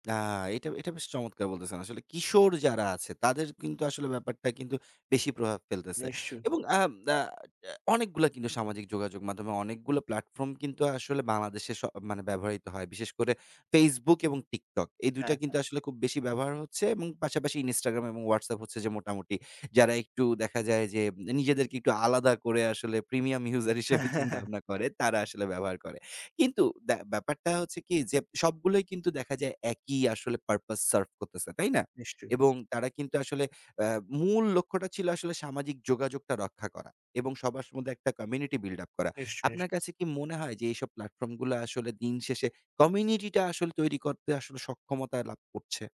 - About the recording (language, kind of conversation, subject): Bengali, podcast, সামাজিক মাধ্যমে আপনার মানসিক স্বাস্থ্যে কী প্রভাব পড়েছে?
- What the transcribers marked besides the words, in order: laughing while speaking: "premium user হিসেবে চিন্তাভাবনা করে"; in English: "premium user"; chuckle; in English: "purpose serve"; in English: "community build up"; in English: "community"